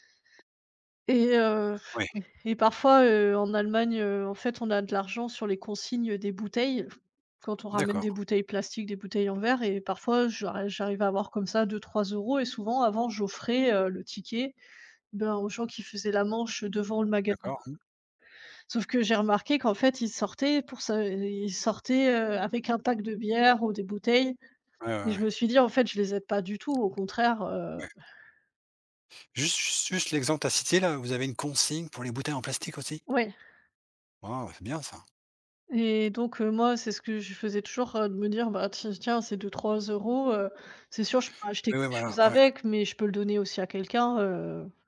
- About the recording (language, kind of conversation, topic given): French, unstructured, Quel est ton avis sur la manière dont les sans-abri sont traités ?
- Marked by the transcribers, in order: tapping; scoff